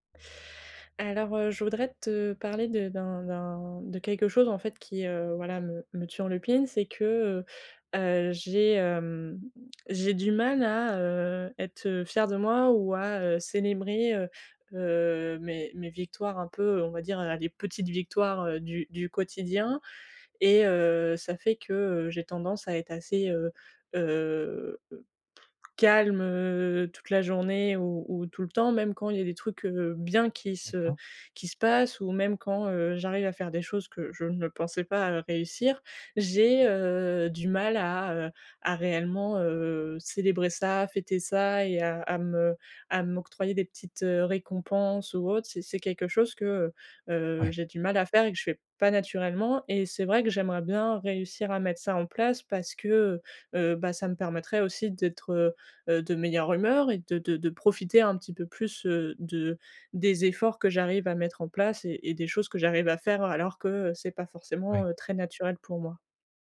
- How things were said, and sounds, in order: none
- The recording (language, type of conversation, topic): French, advice, Comment puis-je célébrer mes petites victoires quotidiennes pour rester motivé ?